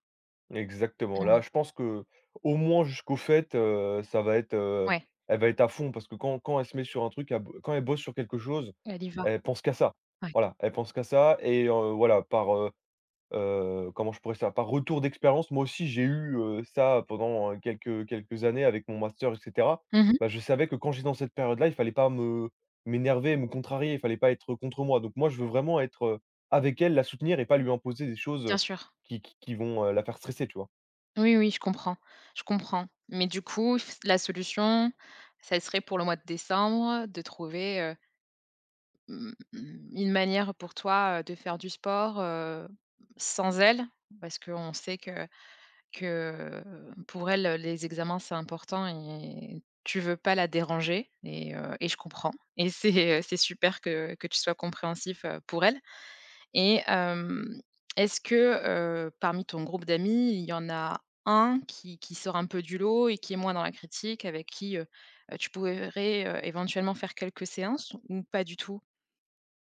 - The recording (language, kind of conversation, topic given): French, advice, Pourquoi est-ce que j’abandonne une nouvelle routine d’exercice au bout de quelques jours ?
- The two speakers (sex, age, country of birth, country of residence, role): female, 30-34, France, France, advisor; male, 20-24, France, France, user
- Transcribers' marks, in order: laughing while speaking: "Et c'est"; "pourrais" said as "pourrerais"